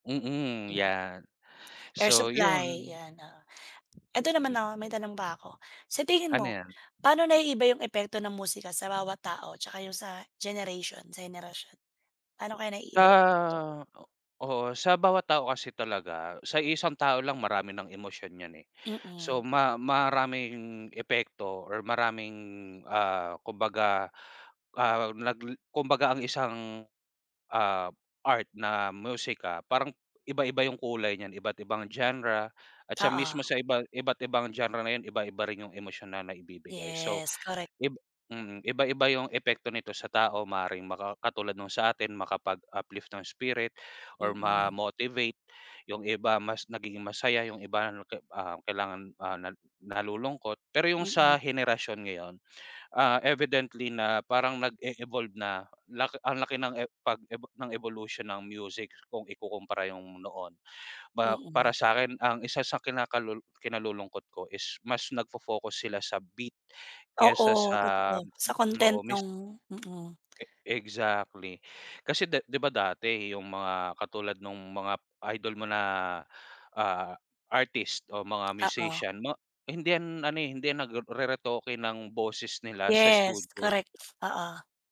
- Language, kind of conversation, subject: Filipino, unstructured, Bakit mahalaga ang musika sa ating pang-araw-araw na buhay?
- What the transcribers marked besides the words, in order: other background noise; tapping; tongue click; unintelligible speech; wind; sniff